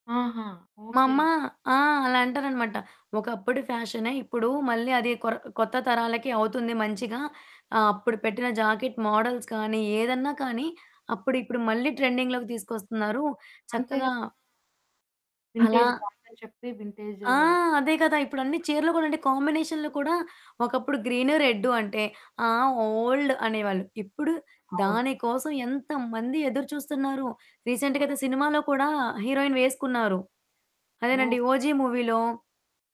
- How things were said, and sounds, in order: in English: "ఫ్యాషనే"; in English: "జాకెట్ మాడల్స్"; in English: "ట్రెండింగ్‌లోకి"; in English: "వింటేజ్"; distorted speech; in English: "కాంబినేషన్‌లు"; in English: "గ్రీన్, రెడ్"; in English: "ఓల్డ్"; in English: "రీసెంట్‌గా"; in English: "మూవీలో"
- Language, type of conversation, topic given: Telugu, podcast, పాత దుస్తులు, వారసత్వ వస్త్రాలు మీకు ఏ అర్థాన్ని ఇస్తాయి?